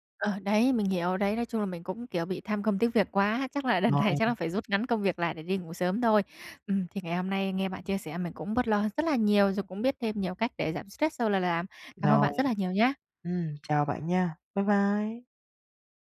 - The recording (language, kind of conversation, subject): Vietnamese, advice, Làm sao để giảm căng thẳng sau giờ làm mỗi ngày?
- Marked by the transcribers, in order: tapping